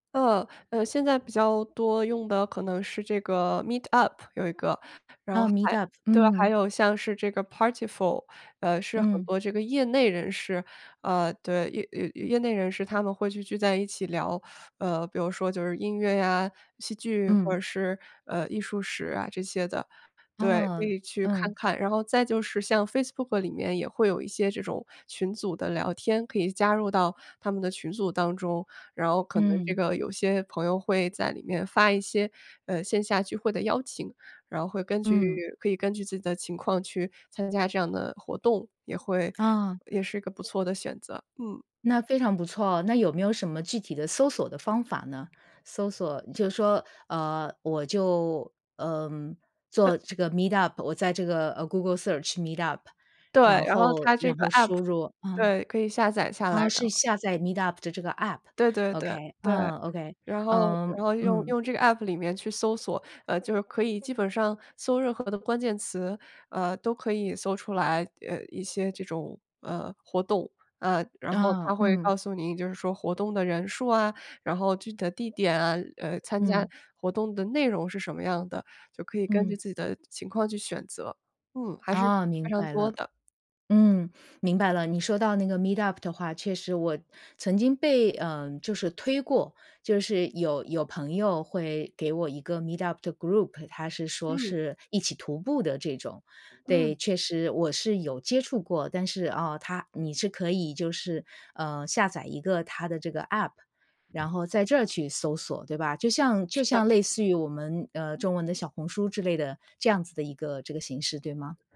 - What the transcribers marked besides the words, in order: teeth sucking; tapping; in English: "search"; in English: "group"
- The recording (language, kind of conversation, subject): Chinese, advice, 我怎样在社区里找到归属感并建立连结？